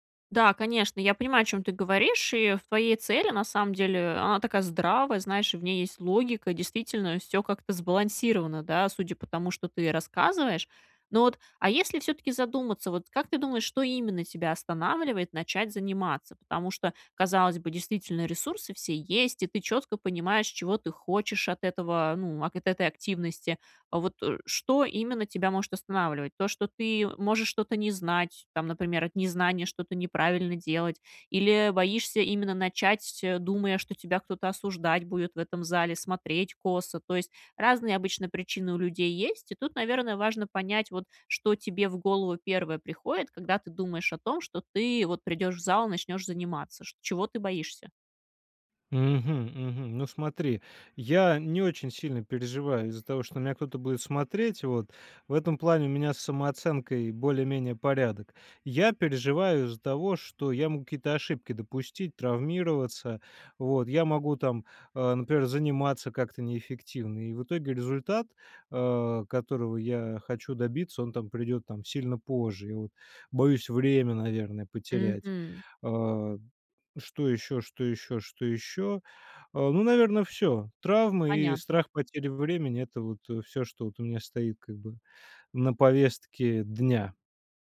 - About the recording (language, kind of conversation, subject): Russian, advice, Как перестать бояться начать тренироваться из-за перфекционизма?
- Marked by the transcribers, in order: "например" said as "напрер"; tapping